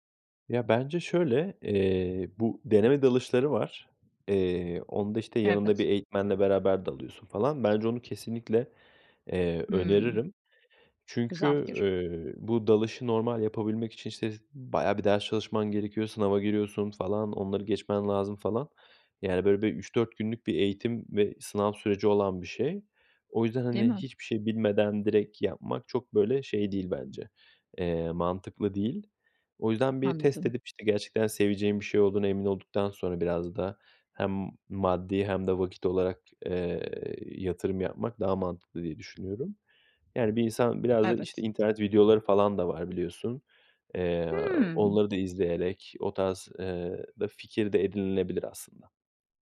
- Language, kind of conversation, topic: Turkish, podcast, Günde sadece yirmi dakikanı ayırsan hangi hobiyi seçerdin ve neden?
- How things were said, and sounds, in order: other background noise